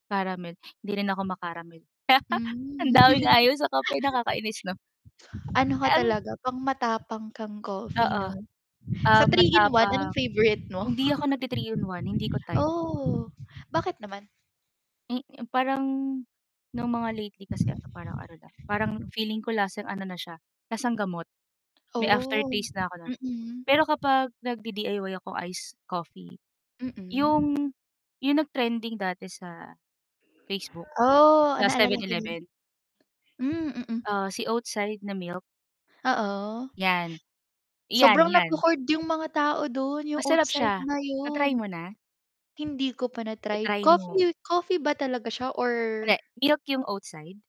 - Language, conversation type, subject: Filipino, unstructured, Ano ang hilig mong gawin kapag may libreng oras ka?
- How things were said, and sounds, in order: wind; chuckle; drawn out: "Hmm"; chuckle; chuckle; tapping; background speech; in English: "nagho-hoard"